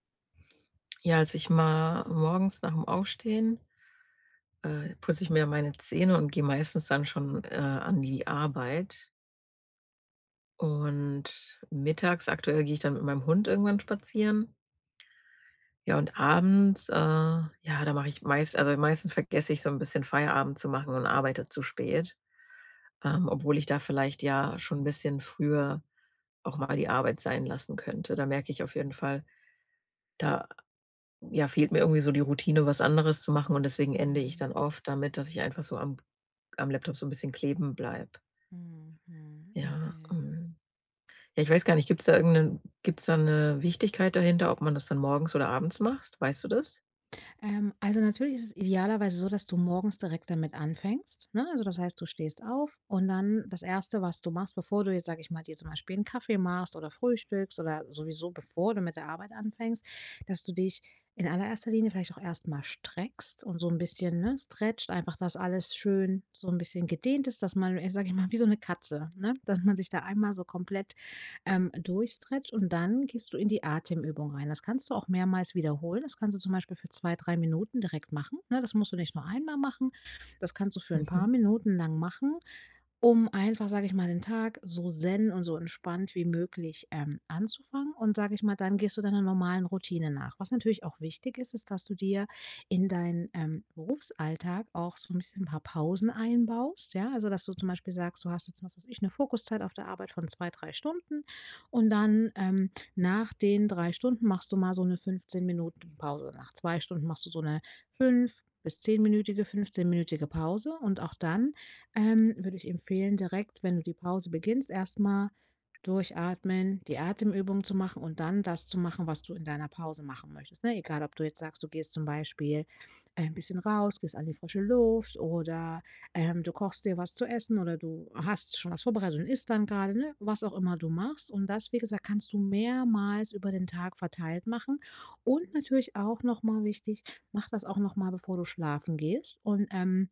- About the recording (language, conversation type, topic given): German, advice, Wie kann ich eine einfache tägliche Achtsamkeitsroutine aufbauen und wirklich beibehalten?
- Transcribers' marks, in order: other background noise; "macht" said as "machst"